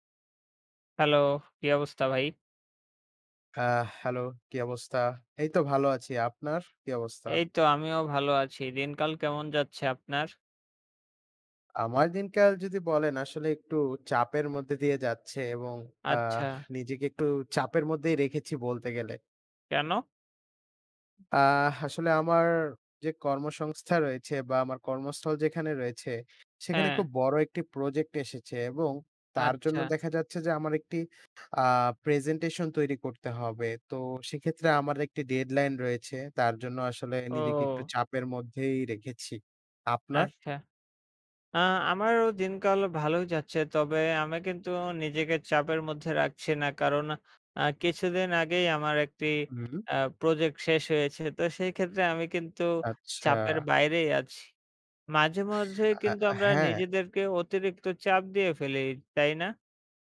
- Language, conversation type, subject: Bengali, unstructured, নিজের ওপর চাপ দেওয়া কখন উপকার করে, আর কখন ক্ষতি করে?
- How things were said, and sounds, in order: tapping